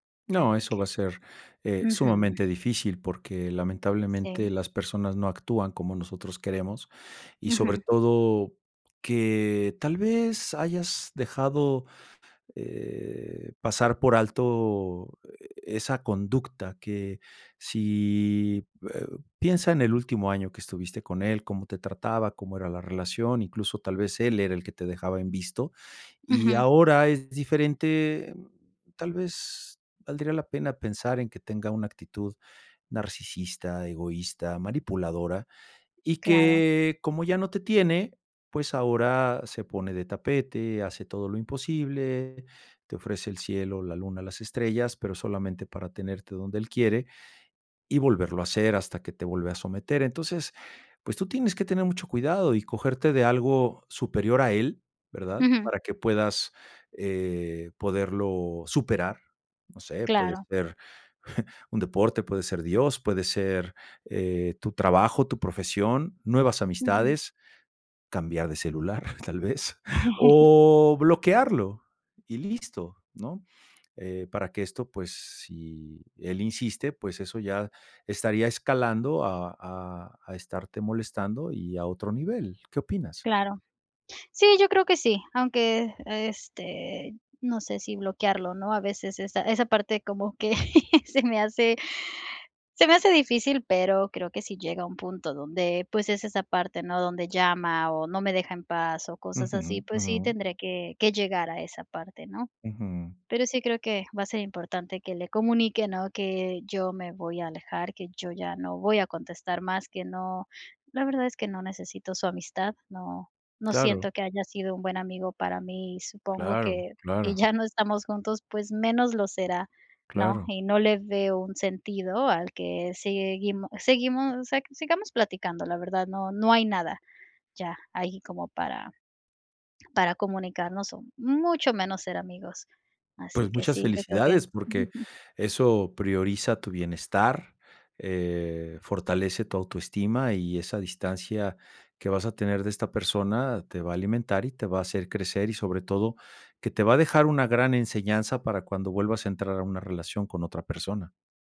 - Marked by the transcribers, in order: chuckle; chuckle; laughing while speaking: "celular, tal vez"; laughing while speaking: "como que se me hace"; unintelligible speech
- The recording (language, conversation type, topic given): Spanish, advice, ¿Cómo puedo poner límites claros a mi ex que quiere ser mi amigo?